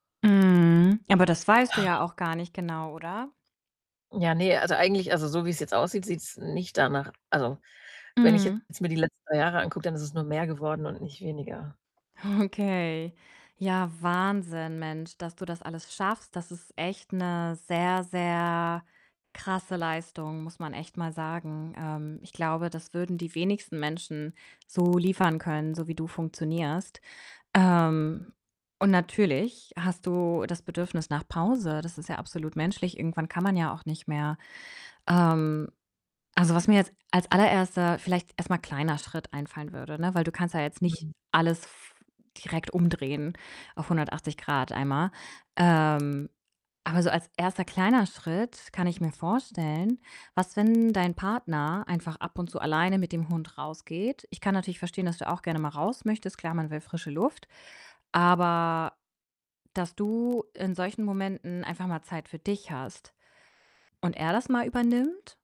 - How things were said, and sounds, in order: distorted speech; sigh; other background noise; laughing while speaking: "Okay"; static
- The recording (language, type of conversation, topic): German, advice, Wie kann ich Pausen so gestalten, dass sie mich wirklich erholen?